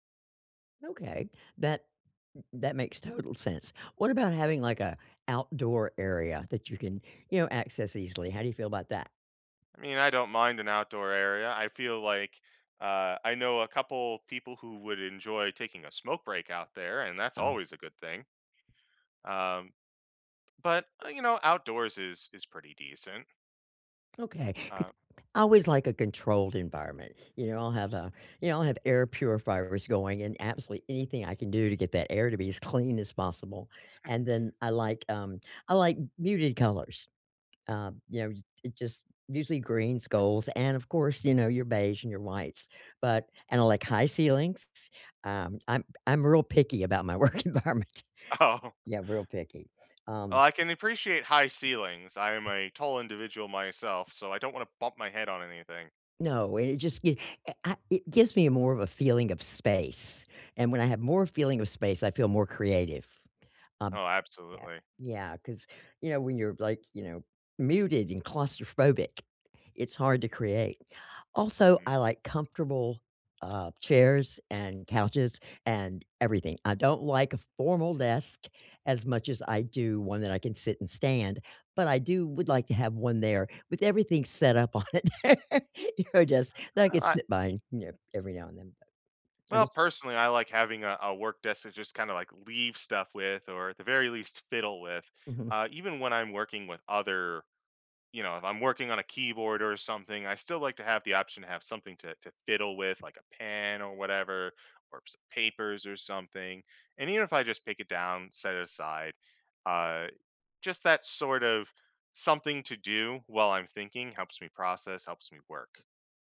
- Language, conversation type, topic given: English, unstructured, What does your ideal work environment look like?
- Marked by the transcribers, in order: tapping; chuckle; other background noise; laughing while speaking: "work environment"; laughing while speaking: "Oh"; laughing while speaking: "up on it. You're desk"; laugh; stressed: "leave"